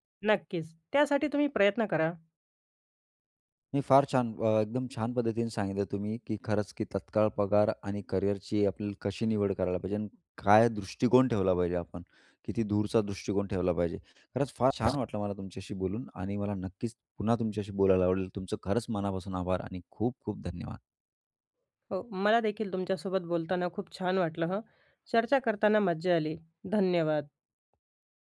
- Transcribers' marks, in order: other background noise
- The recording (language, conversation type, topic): Marathi, podcast, नोकरी निवडताना तुमच्यासाठी जास्त पगार महत्त्वाचा आहे की करिअरमधील वाढ?